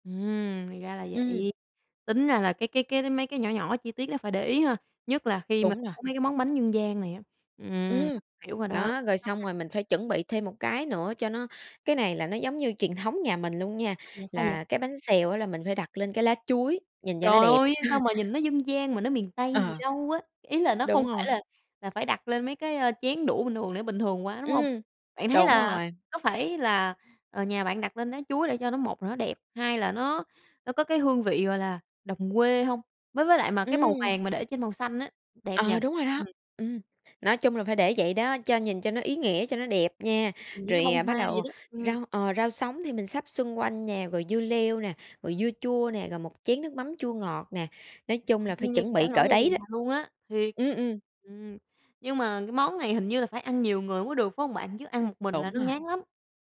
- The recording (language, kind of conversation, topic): Vietnamese, podcast, Bạn có kỷ niệm nào đáng nhớ khi cùng mẹ nấu ăn không?
- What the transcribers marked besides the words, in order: tapping; other background noise; chuckle